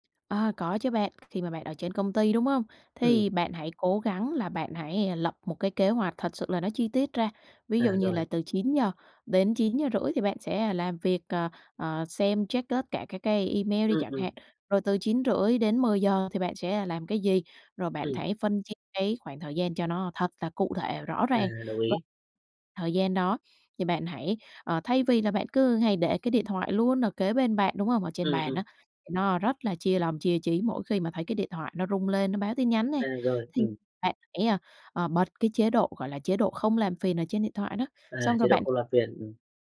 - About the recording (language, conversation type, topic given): Vietnamese, advice, Làm thế nào để tôi bớt bị phân tâm bởi điện thoại và mạng xã hội suốt ngày?
- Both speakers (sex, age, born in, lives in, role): female, 25-29, Vietnam, Germany, advisor; male, 35-39, Vietnam, Vietnam, user
- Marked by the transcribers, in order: other background noise; tapping